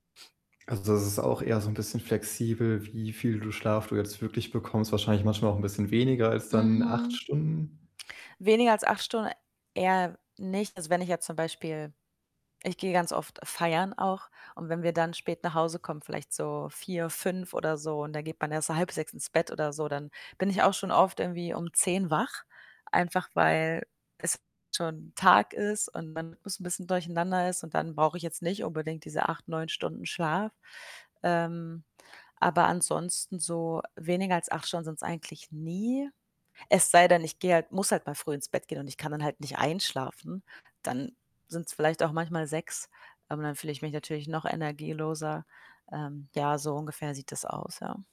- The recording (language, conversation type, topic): German, advice, Wie kann ich morgens beim Aufwachen mehr Energie haben?
- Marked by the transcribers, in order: other background noise; distorted speech